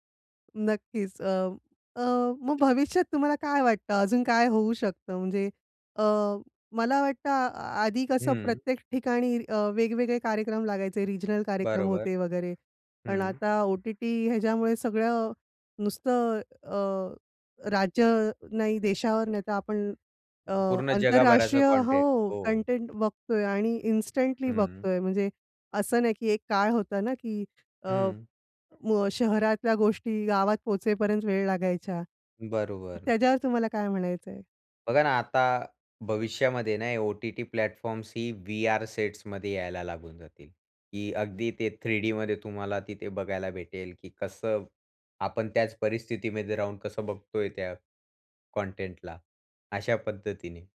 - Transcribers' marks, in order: other background noise; in English: "इन्स्टंटली"; in English: "प्लॅटफॉर्म्सही"; in English: "थ्री डीमध्ये"
- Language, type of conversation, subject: Marathi, podcast, स्ट्रीमिंगमुळे पारंपरिक दूरदर्शनमध्ये नेमके कोणते बदल झाले असे तुम्हाला वाटते?